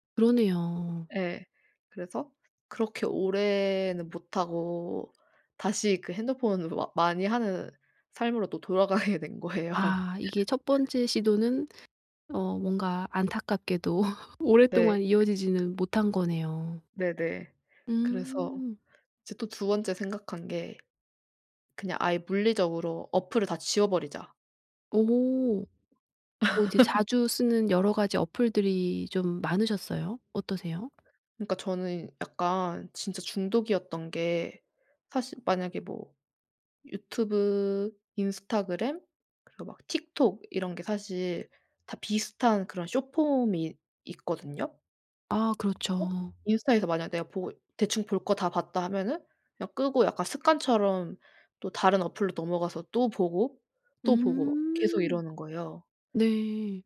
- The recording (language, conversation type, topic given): Korean, podcast, 디지털 디톡스는 어떻게 시작하나요?
- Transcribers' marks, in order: laughing while speaking: "돌아가게 된 거예요"; laugh; laugh; other background noise; laugh